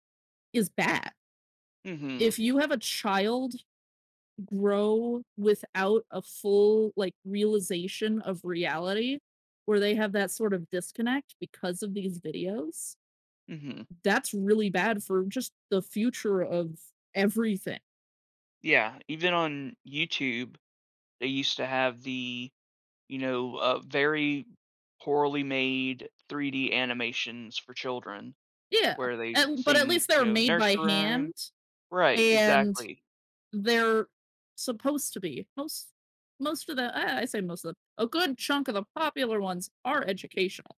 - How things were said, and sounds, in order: none
- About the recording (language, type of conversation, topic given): English, unstructured, How can I cope with rapid technological changes in entertainment?
- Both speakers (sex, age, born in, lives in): female, 20-24, United States, United States; male, 35-39, United States, United States